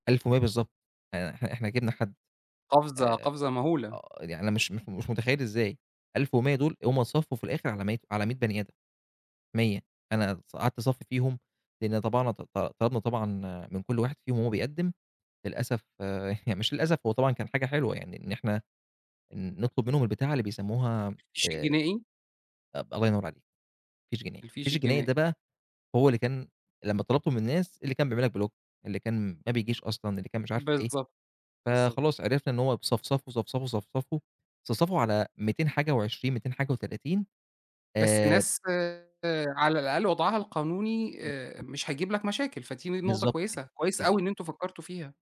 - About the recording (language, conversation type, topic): Arabic, podcast, ممكن تحكيلنا عن خسارة حصلت لك واتحوّلت لفرصة مفاجئة؟
- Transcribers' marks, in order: chuckle; in English: "بلوك"